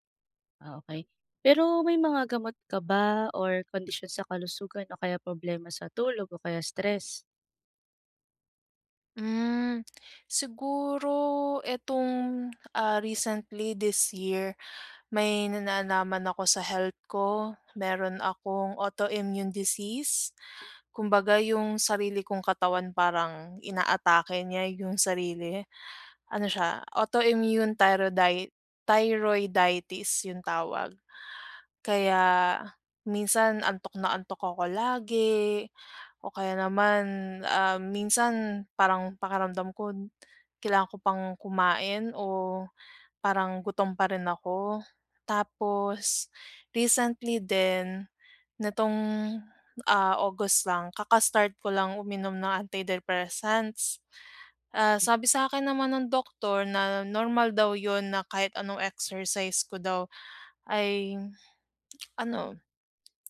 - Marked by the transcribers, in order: none
- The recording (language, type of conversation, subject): Filipino, advice, Bakit hindi bumababa ang timbang ko kahit sinusubukan kong kumain nang masustansiya?